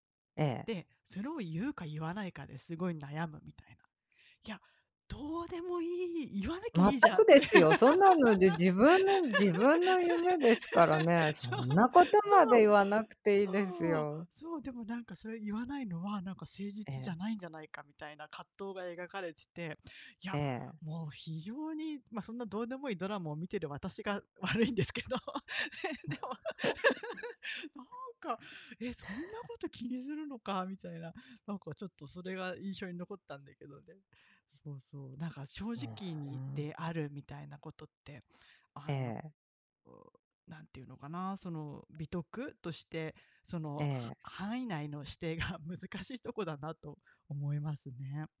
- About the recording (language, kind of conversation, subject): Japanese, unstructured, 嘘をつかずに生きるのは難しいと思いますか？
- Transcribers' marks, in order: laugh; laughing while speaking: "そう"; laughing while speaking: "悪いんですけど。え、でも"; laugh; other background noise; tapping; laugh